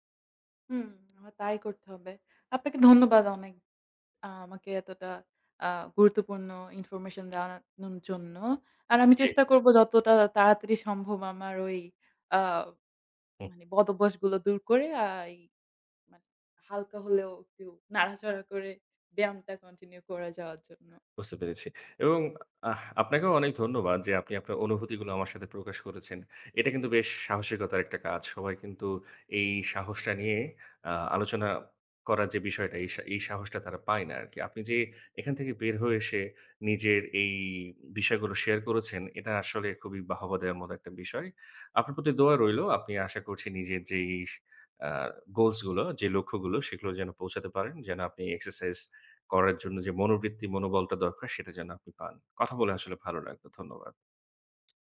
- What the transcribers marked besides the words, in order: tapping; other background noise; other noise
- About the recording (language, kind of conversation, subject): Bengali, advice, কাজ ও সামাজিক জীবনের সঙ্গে ব্যায়াম সমন্বয় করতে কেন কষ্ট হচ্ছে?
- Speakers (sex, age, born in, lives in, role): female, 20-24, Bangladesh, Bangladesh, user; male, 30-34, Bangladesh, Bangladesh, advisor